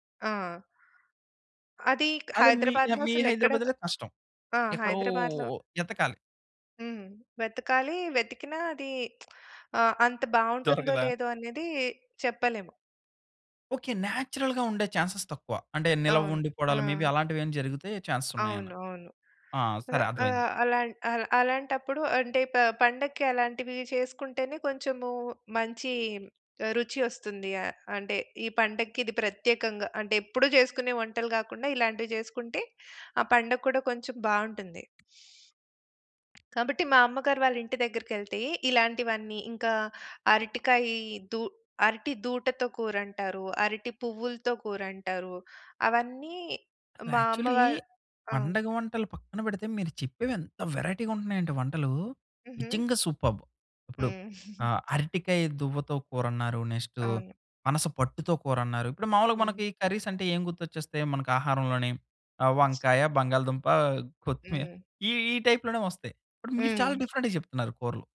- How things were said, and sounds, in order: other background noise; lip smack; in English: "నేచురల్‌గా"; in English: "చాన్స్‌స్"; in English: "మే బీ"; in English: "చాన్స్‌స్"; tapping; lip smack; in English: "యాక్చువల్లీ"; in English: "వేరైటీగా"; in English: "సూపర్బ్!"; giggle; in English: "నెక్స్ట్"; in English: "కర్రీస్"; in English: "టైప్‌లోనే"; in English: "డిఫరెంట్‌గా"
- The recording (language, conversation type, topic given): Telugu, podcast, పండుగలో మిగిలిన ఆహారాన్ని మీరు ఎలా ఉపయోగిస్తారు?